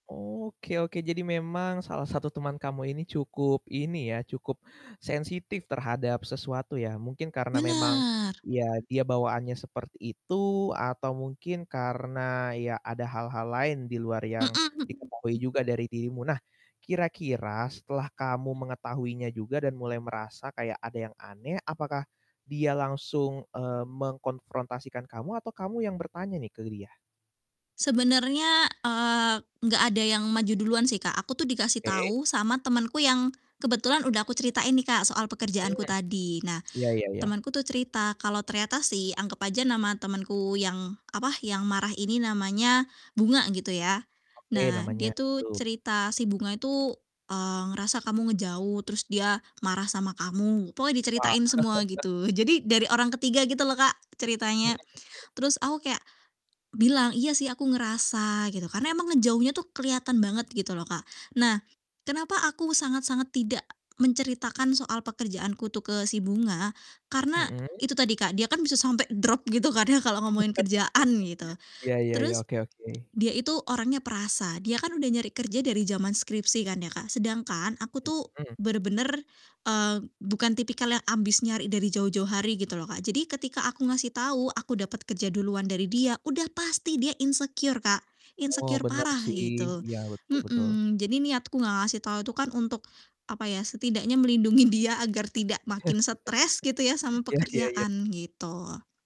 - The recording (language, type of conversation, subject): Indonesian, podcast, Bisakah kamu menceritakan momen ketika kejujuran membantumu memperbaiki hubunganmu?
- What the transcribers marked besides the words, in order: distorted speech; tapping; static; chuckle; laugh; in English: "insecure"; in English: "insecure"; chuckle